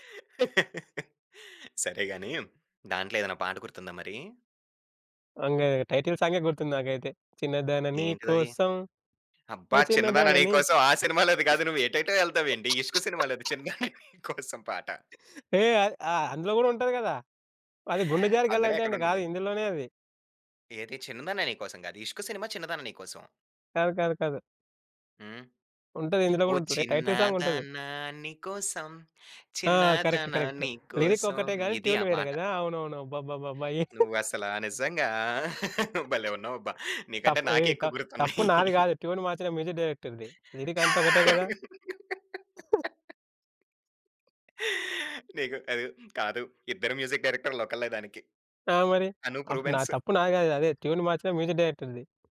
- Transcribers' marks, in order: laugh; in English: "టైటిల్"; singing: "చిన్నదాని నీ కోసం ఓ చిన్నదాన నీకు"; laughing while speaking: "సినిమాలోది చిన్నదాన నీ కోసం పాట"; laugh; gasp; singing: "చిన్నదానా నీ కోసం చిన్నదానా నీకోసం"; in English: "టైటిల్ సాంగ్"; in English: "కరెక్ట్. కరెక్ట్. లిరిక్"; in English: "ట్యూన్"; chuckle; other noise; in English: "ట్యూన్"; laughing while speaking: "గుర్తున్నాయి!"; in English: "మ్యూజిక్ డైరెక్టర్‌ది. లిరిక్"; laugh; other background noise; chuckle; gasp; in English: "మ్యూజిక్"; in English: "ట్యూన్"; in English: "మ్యూజిక్ డైరెక్టర్‌ది"
- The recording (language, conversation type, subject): Telugu, podcast, పాత రోజుల సినిమా హాల్‌లో మీ అనుభవం గురించి చెప్పగలరా?